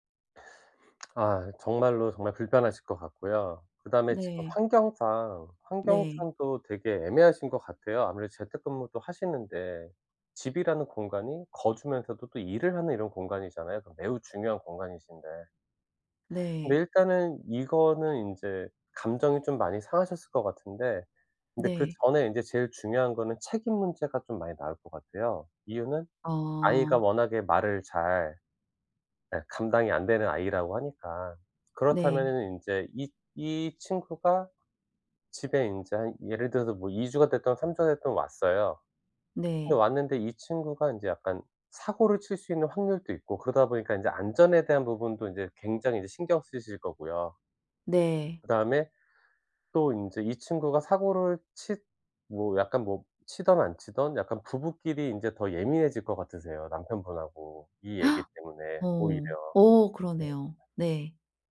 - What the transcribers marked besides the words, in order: lip smack; gasp; other background noise
- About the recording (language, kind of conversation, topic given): Korean, advice, 이사할 때 가족 간 갈등을 어떻게 줄일 수 있을까요?